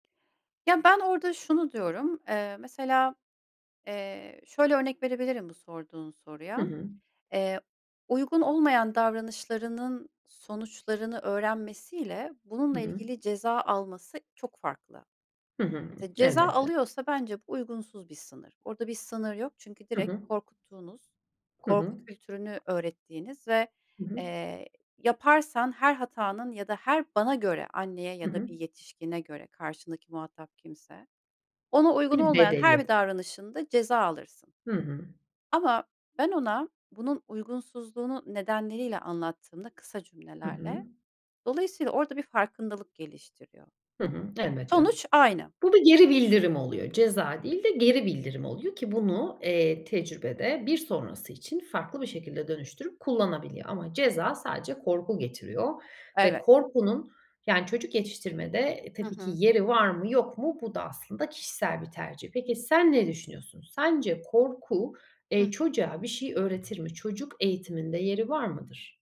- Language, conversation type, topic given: Turkish, podcast, Sence çocuk yetiştirirken en önemli değerler hangileridir?
- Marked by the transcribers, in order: other background noise